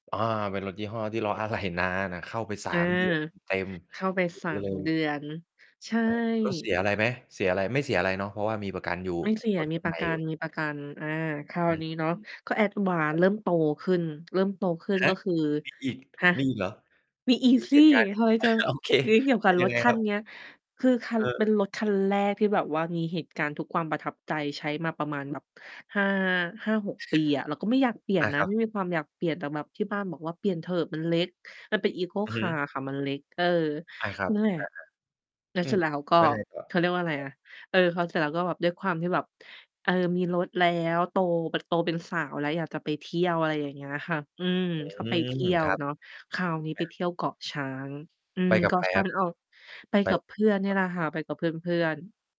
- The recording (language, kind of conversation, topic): Thai, podcast, คุณเคยเจอรถเสียกลางทางไหม และตอนนั้นแก้ปัญหาอย่างไร?
- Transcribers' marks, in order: tapping; laughing while speaking: "รอ"; other background noise; distorted speech; in English: "advance"; chuckle; chuckle; in English: "eco car"; mechanical hum